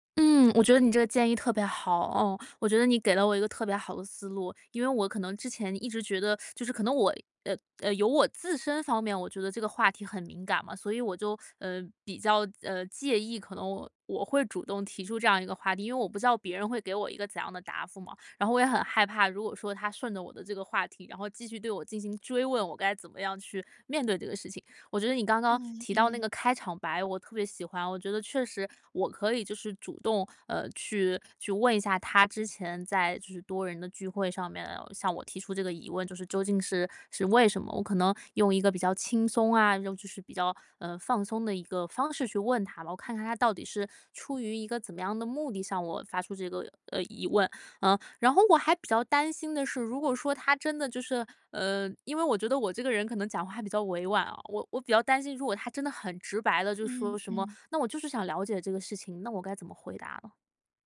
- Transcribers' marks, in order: teeth sucking; teeth sucking
- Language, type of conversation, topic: Chinese, advice, 如何才能不尴尬地和别人谈钱？